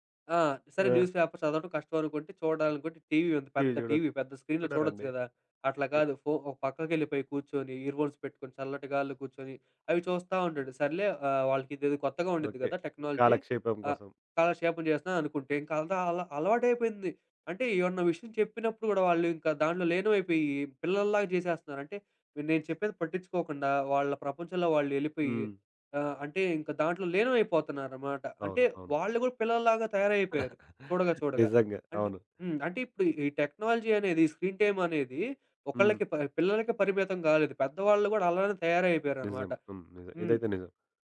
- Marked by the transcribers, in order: in English: "న్యూస్ పేపర్"; other background noise; in English: "స్క్రీన్‌లో"; in English: "ఇయర్ ఫోన్స్"; in English: "టెక్నాలజీ"; giggle; in English: "టెక్నాలజీ"; in English: "స్క్రీన్"
- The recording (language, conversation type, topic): Telugu, podcast, బిడ్డల డిజిటల్ స్క్రీన్ టైమ్‌పై మీ అభిప్రాయం ఏమిటి?